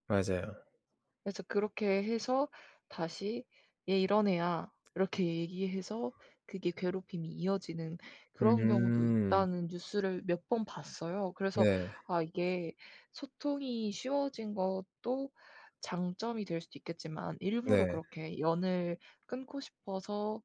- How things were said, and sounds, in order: other background noise
- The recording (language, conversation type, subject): Korean, unstructured, SNS가 우리 사회에 어떤 영향을 미친다고 생각하시나요?